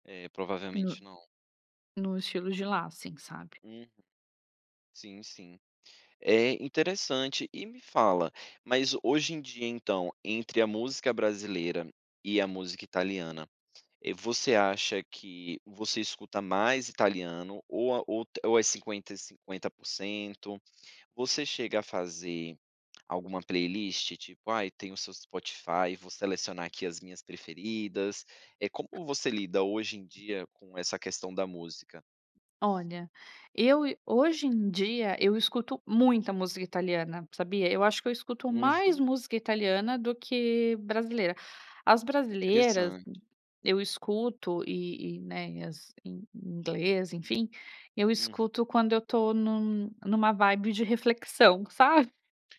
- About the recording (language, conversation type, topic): Portuguese, podcast, Como a migração da sua família influenciou o seu gosto musical?
- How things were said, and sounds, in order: none